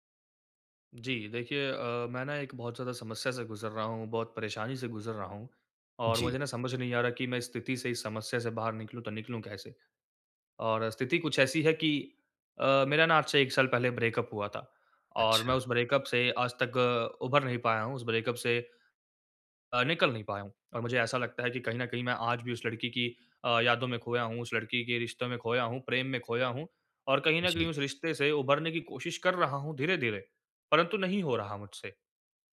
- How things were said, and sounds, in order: in English: "ब्रेकअप"; in English: "ब्रेकअप"; in English: "ब्रेकअप"
- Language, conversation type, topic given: Hindi, advice, मैं समर्थन कैसे खोजूँ और अकेलेपन को कैसे कम करूँ?